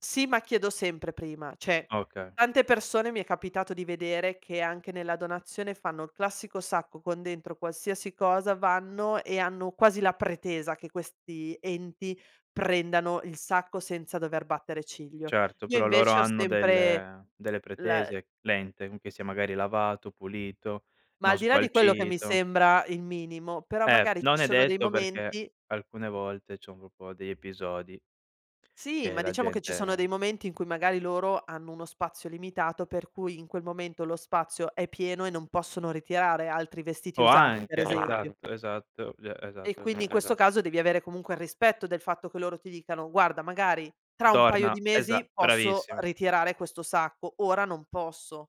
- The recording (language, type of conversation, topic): Italian, podcast, Come decidi cosa tenere, vendere o donare?
- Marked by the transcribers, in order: "cioè" said as "ceh"; tapping; other background noise